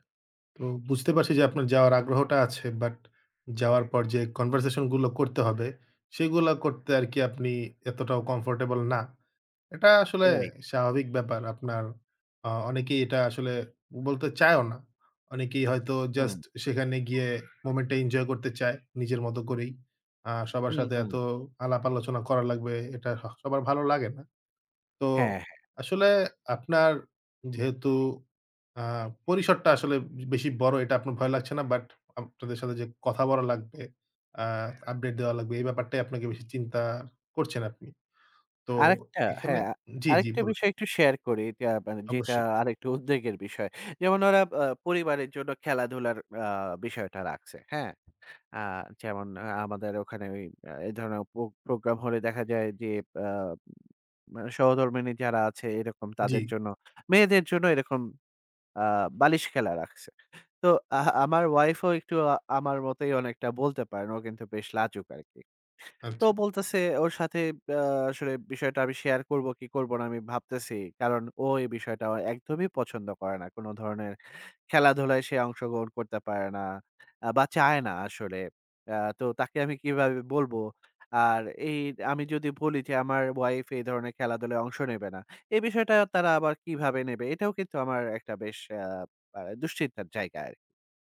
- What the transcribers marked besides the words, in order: background speech; scoff
- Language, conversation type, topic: Bengali, advice, সামাজিক উদ্বেগের কারণে গ্রুপ ইভেন্টে যোগ দিতে আপনার ভয় লাগে কেন?